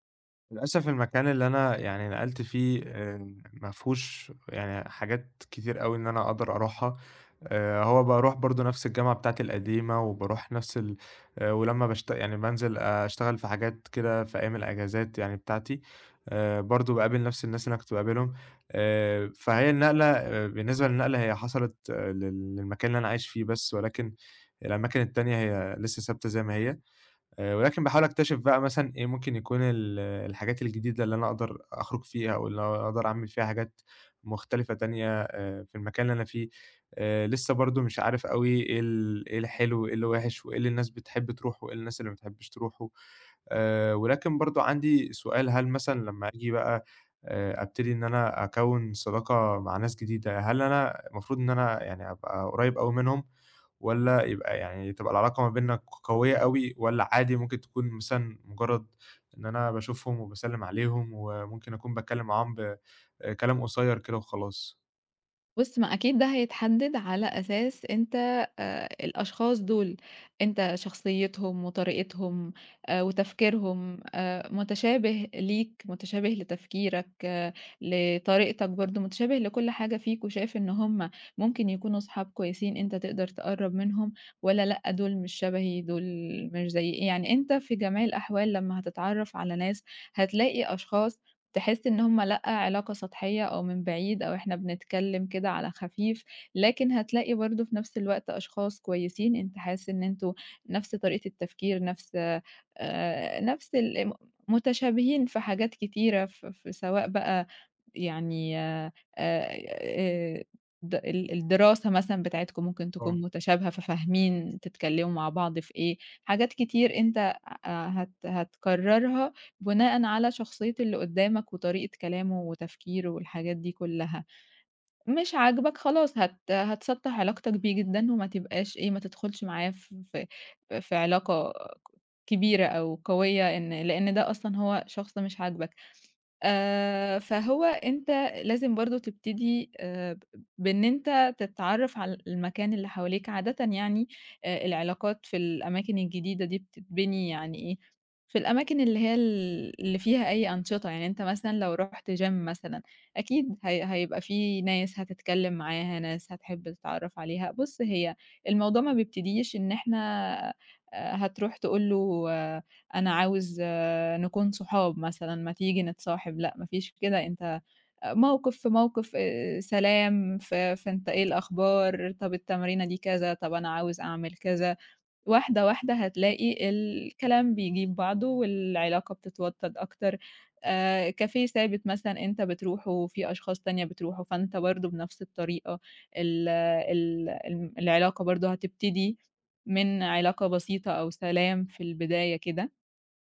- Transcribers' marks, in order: tapping; in English: "gym"; in English: "كافيه"
- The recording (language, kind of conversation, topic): Arabic, advice, إزاي أوسّع دايرة صحابي بعد ما نقلت لمدينة جديدة؟